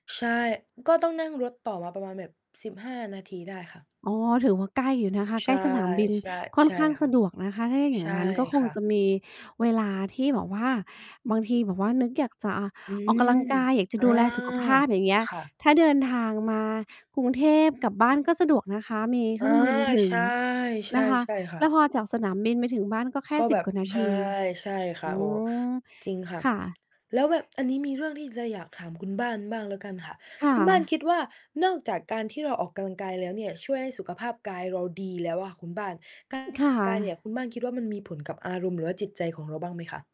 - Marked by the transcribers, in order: distorted speech; other noise
- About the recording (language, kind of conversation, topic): Thai, unstructured, คุณคิดว่าการออกกำลังกายช่วยให้สุขภาพดีขึ้นอย่างไร?